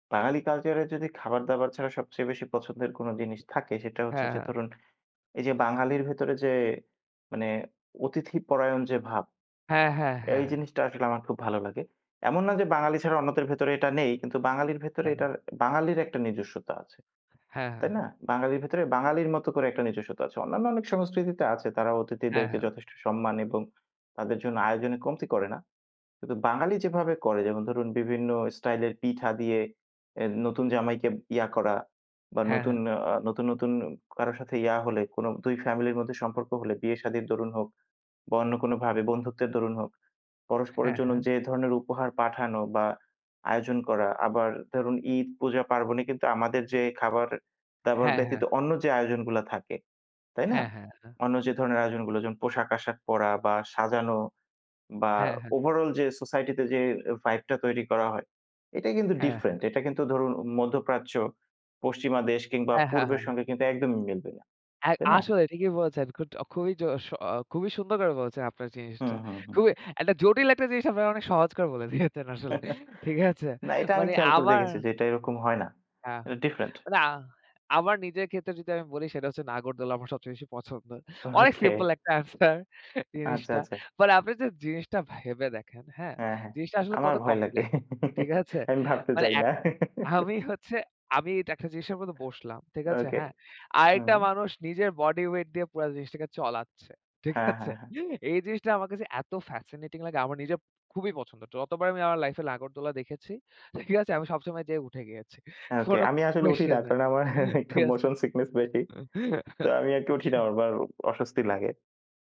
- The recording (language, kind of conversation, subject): Bengali, unstructured, আপনার সংস্কৃতি আপনার পরিচয়কে কীভাবে প্রভাবিত করে?
- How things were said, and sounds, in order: tapping; other background noise; chuckle; laughing while speaking: "দিয়েছেন আসলে ঠিক আছে?"; laughing while speaking: "ওকে"; laughing while speaking: "অনেক সিম্পল একটা আনসার জিনিসটা"; "কমপ্লেক্স" said as "কম্প্লেক"; chuckle; laughing while speaking: "ঠিক আছে?"; laughing while speaking: "একটু মোশন সিকনেস বেশি"; in English: "মোশন সিকনেস"; laughing while speaking: "কোনো কুয়েসশন নেই ঠিক আছে"; chuckle